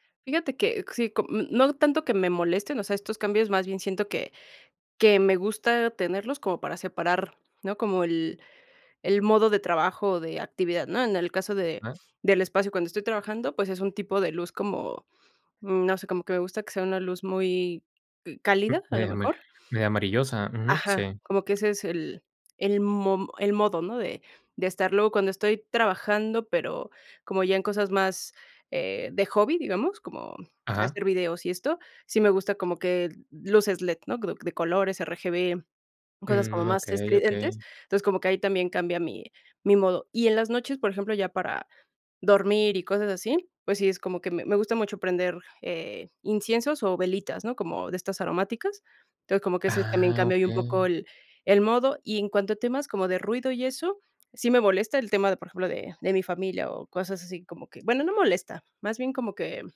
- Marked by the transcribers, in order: unintelligible speech; tapping
- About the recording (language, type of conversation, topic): Spanish, podcast, ¿Qué estrategias usas para evitar el agotamiento en casa?